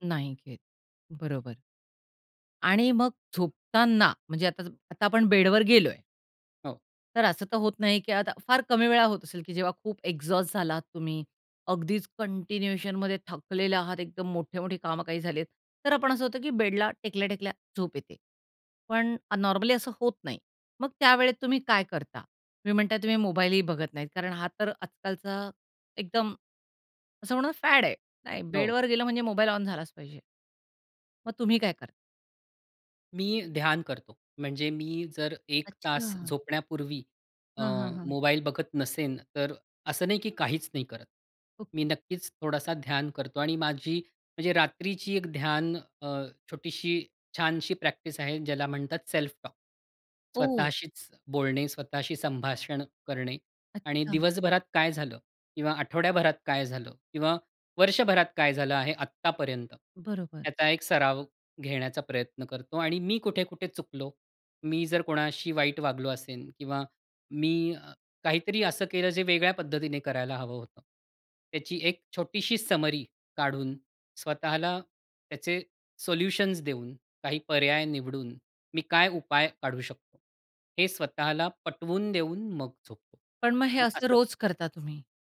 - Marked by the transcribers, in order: in English: "एक्झॉस्ट"; in English: "कंटिन्यूएशनमध्ये"; in English: "समरी"
- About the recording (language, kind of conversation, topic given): Marathi, podcast, रात्री झोपायला जाण्यापूर्वी तुम्ही काय करता?